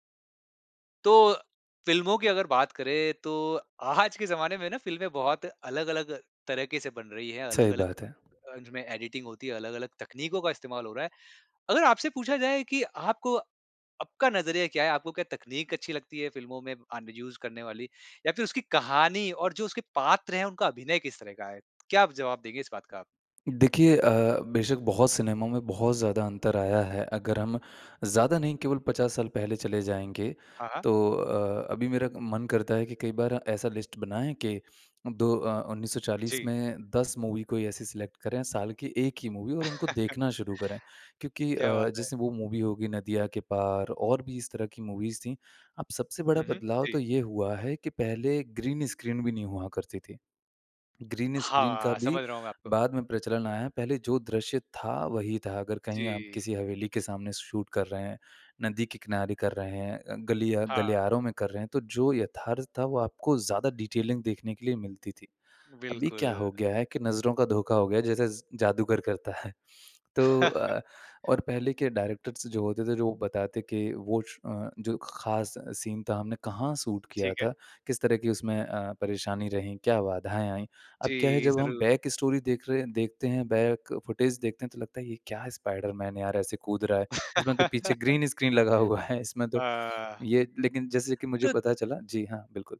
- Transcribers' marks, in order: laughing while speaking: "आज"; in English: "एडिटिंग"; in English: "यूज़"; in English: "लिस्ट"; in English: "मूवी"; in English: "सेलेक्ट"; in English: "मूवी"; chuckle; in English: "मूवी"; in English: "मूवीज़"; in English: "ग्रीन स्क्रीन"; in English: "ग्रीन स्क्रीन"; in English: "शूट"; in English: "डिटेलिंग"; laughing while speaking: "है"; in English: "डायरेक्टर्स"; chuckle; in English: "सीन"; in English: "शूट"; in English: "बैकस्टोरी"; in English: "बैक फुटेज"; in English: "फुटेज"; laugh; in English: "ग्रीन स्क्रीन"; laughing while speaking: "हुआ है"
- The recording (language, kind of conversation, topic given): Hindi, podcast, पुरानी और नई फिल्मों में आपको क्या फर्क महसूस होता है?